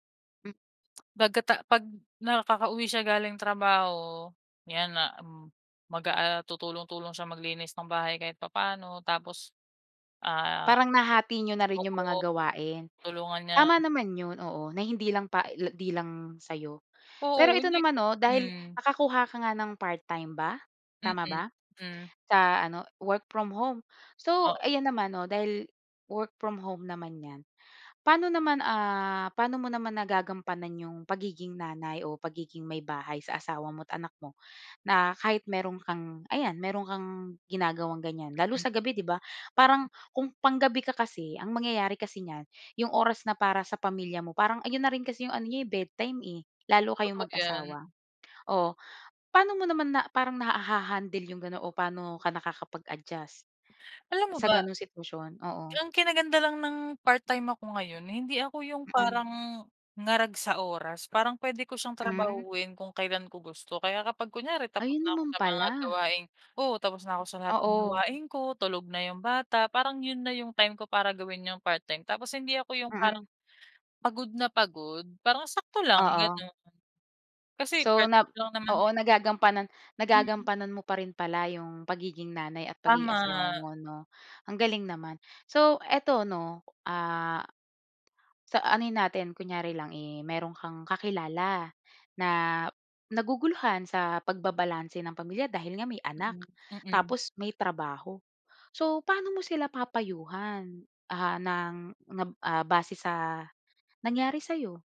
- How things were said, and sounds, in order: tongue click; tapping
- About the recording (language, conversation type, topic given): Filipino, podcast, Paano mo binabalanse ang trabaho at pamilya?